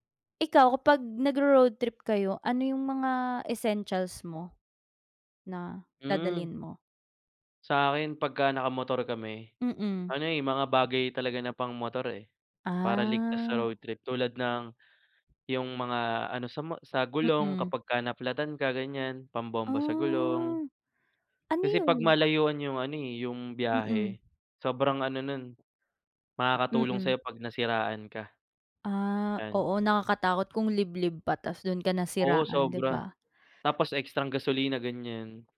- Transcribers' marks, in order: tapping; other background noise; background speech
- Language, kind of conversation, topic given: Filipino, unstructured, Ano ang pinakamasayang alaala mo sa isang biyahe sa kalsada?